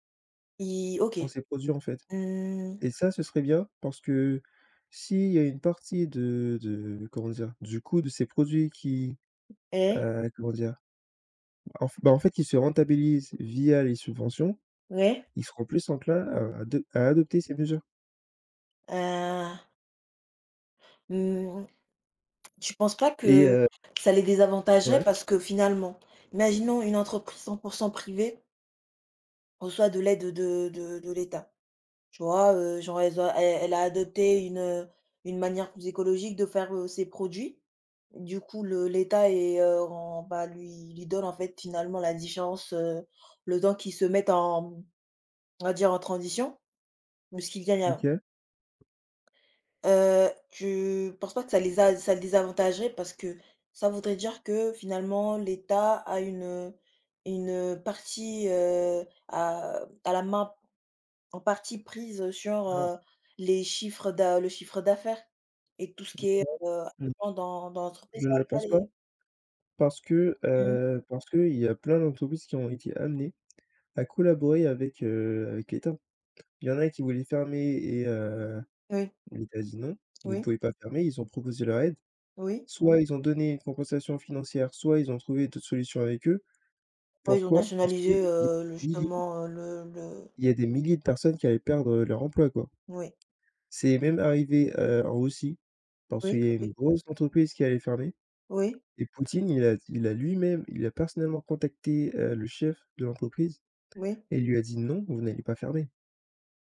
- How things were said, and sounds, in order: tapping; drawn out: "Heu"; unintelligible speech; other background noise
- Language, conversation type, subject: French, unstructured, Pourquoi certaines entreprises refusent-elles de changer leurs pratiques polluantes ?